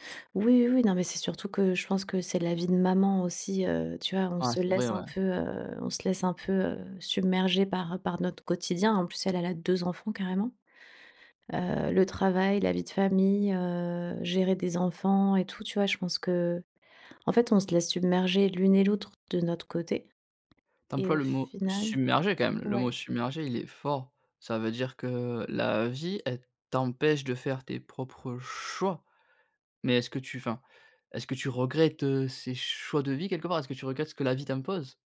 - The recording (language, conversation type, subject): French, advice, Comment faire face au fait qu’une amitié se distende après un déménagement ?
- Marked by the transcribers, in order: stressed: "maman"; tapping; stressed: "choix"